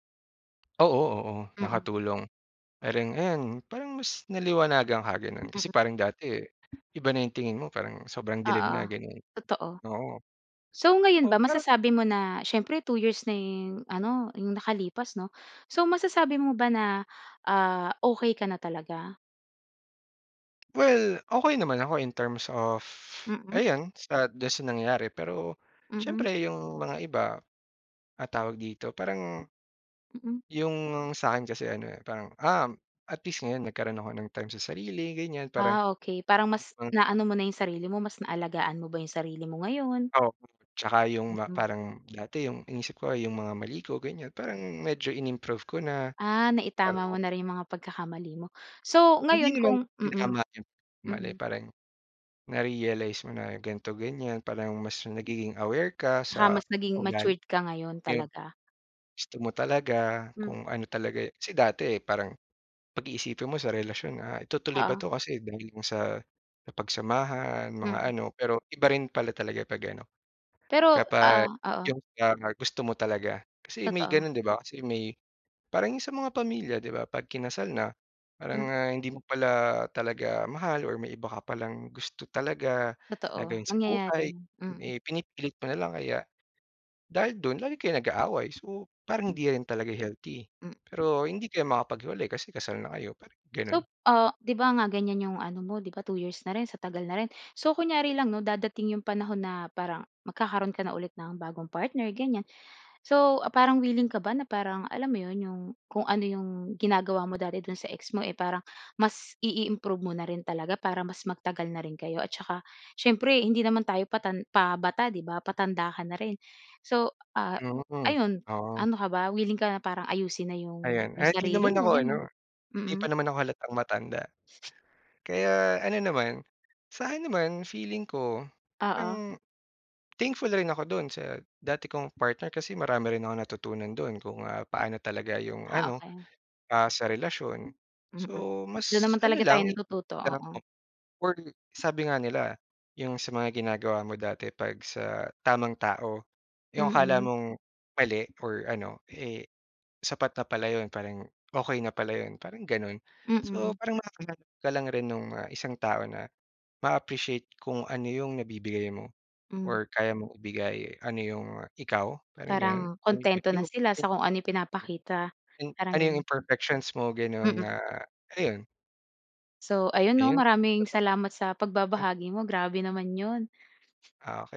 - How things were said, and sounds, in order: other background noise; unintelligible speech; tapping; unintelligible speech; unintelligible speech; unintelligible speech
- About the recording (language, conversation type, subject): Filipino, podcast, Paano ka nagpapasya kung iiwan mo o itutuloy ang isang relasyon?